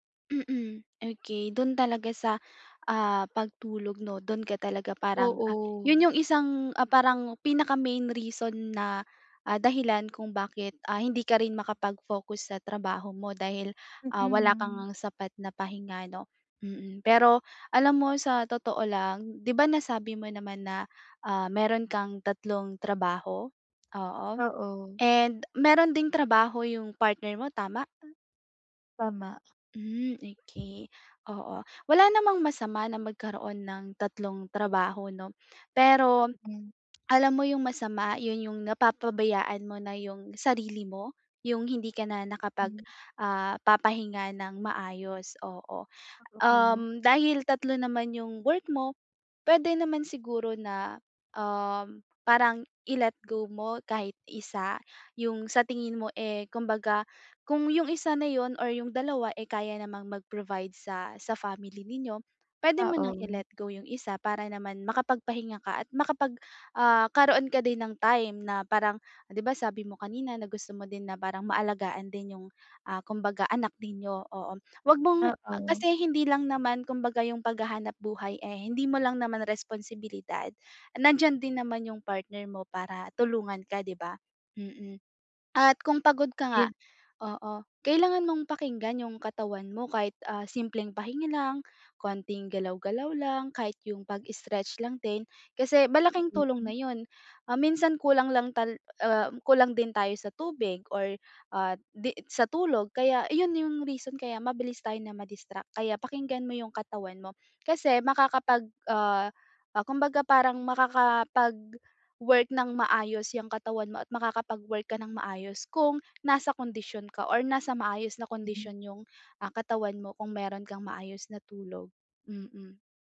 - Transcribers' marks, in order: other background noise; tapping
- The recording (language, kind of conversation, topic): Filipino, advice, Paano ako makakapagtuon kapag madalas akong nadidistract at napapagod?
- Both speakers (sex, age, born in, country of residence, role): female, 20-24, Philippines, Philippines, advisor; female, 20-24, Philippines, Philippines, user